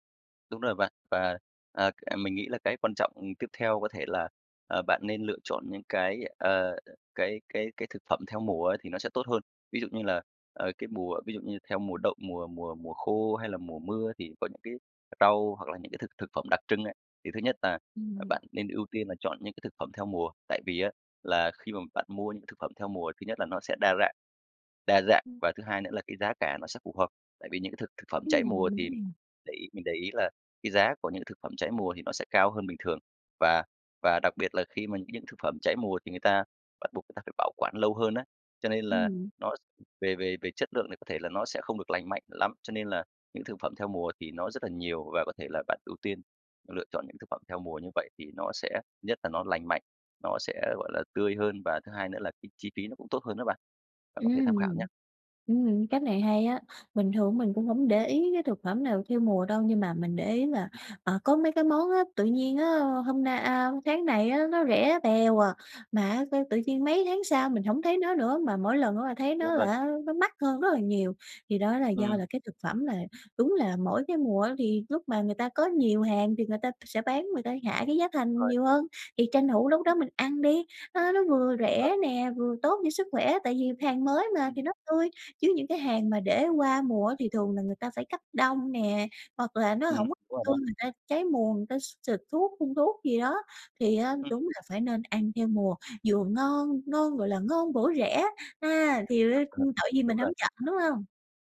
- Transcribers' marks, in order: tapping; other background noise; laugh
- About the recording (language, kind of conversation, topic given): Vietnamese, advice, Làm sao để mua thực phẩm lành mạnh mà vẫn tiết kiệm chi phí?